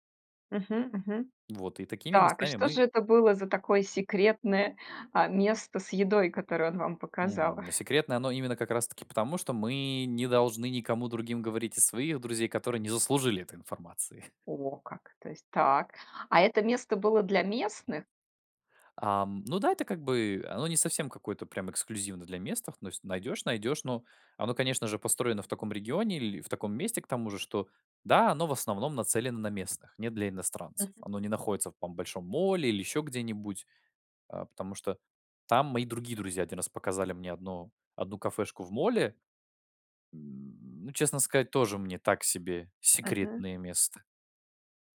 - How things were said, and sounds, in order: chuckle; tapping; grunt
- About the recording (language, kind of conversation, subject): Russian, podcast, Расскажи о человеке, который показал тебе скрытое место?